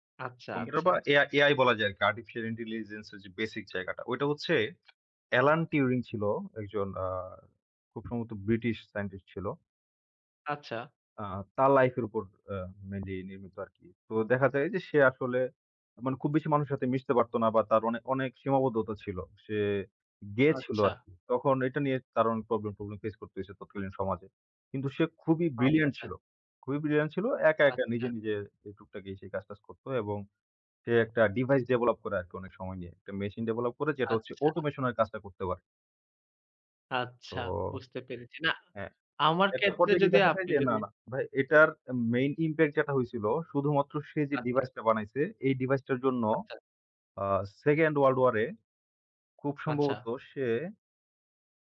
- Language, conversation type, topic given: Bengali, unstructured, আপনার জীবনে কি এমন কোনো সিনেমা দেখার অভিজ্ঞতা আছে, যা আপনাকে বদলে দিয়েছে?
- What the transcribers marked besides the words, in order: in English: "Device Develop"; in English: "Develop"; in English: "Automation"; in English: "Main Impact"